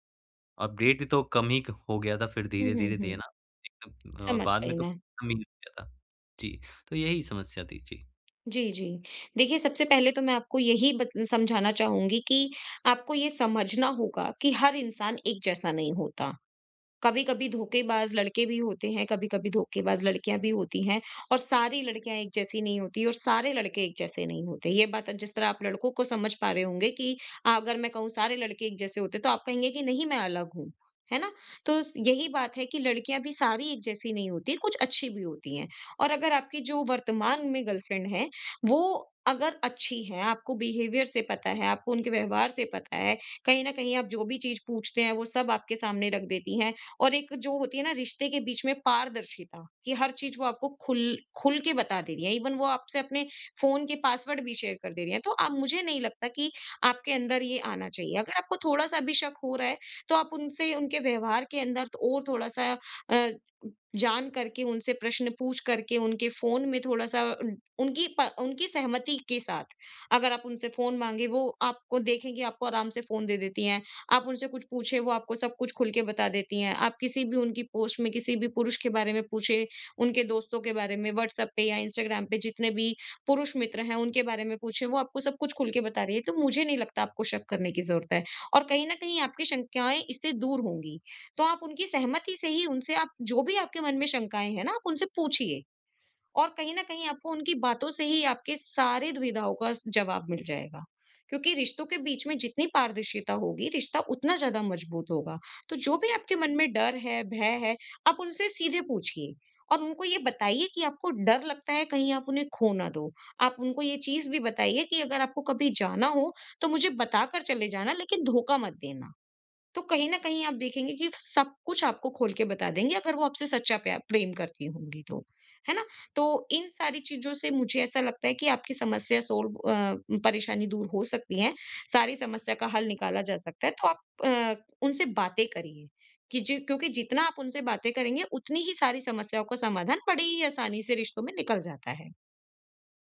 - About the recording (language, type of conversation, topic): Hindi, advice, पिछले रिश्ते का दर्द वर्तमान रिश्ते में आना
- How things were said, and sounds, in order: in English: "अपडेट"; in English: "गर्लफ्रेंड"; in English: "बिहेवियर"; in English: "ईवन"; in English: "शेयर"; in English: "सॉल्व"